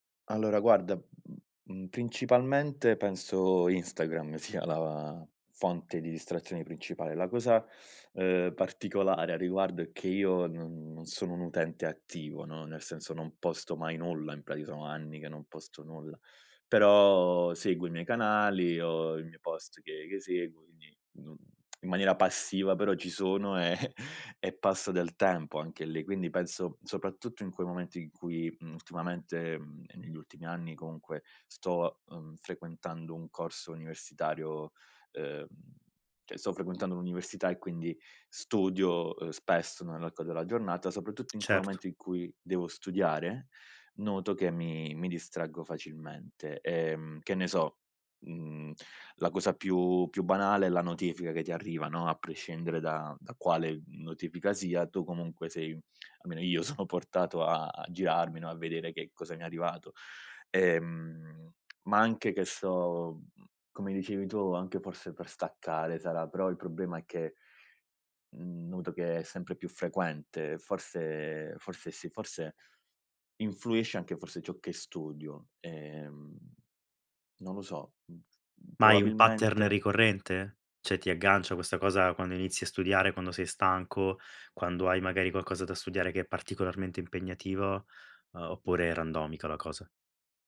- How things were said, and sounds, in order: other background noise; chuckle; laughing while speaking: "sono portato"; in English: "pattern"; "Cioè" said as "ceh"
- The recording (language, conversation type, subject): Italian, advice, In che modo le distrazioni digitali stanno ostacolando il tuo lavoro o il tuo studio?